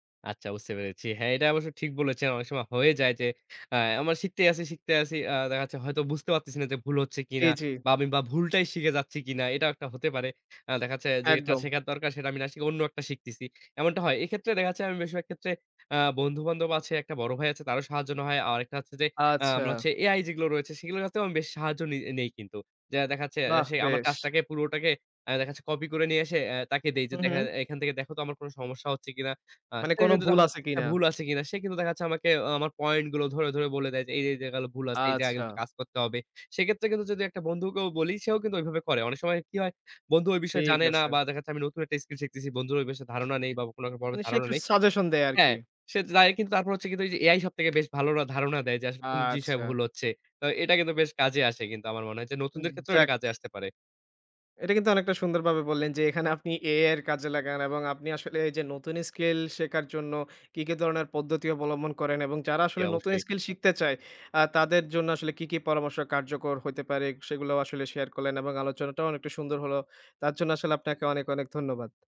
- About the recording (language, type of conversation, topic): Bengali, podcast, নতুন স্কিল শেখার সবচেয়ে সহজ উপায় কী মনে হয়?
- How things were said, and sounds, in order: tapping; "জায়গায়" said as "জায়গাল"; other background noise; unintelligible speech; unintelligible speech; laughing while speaking: "এখানে আপনি"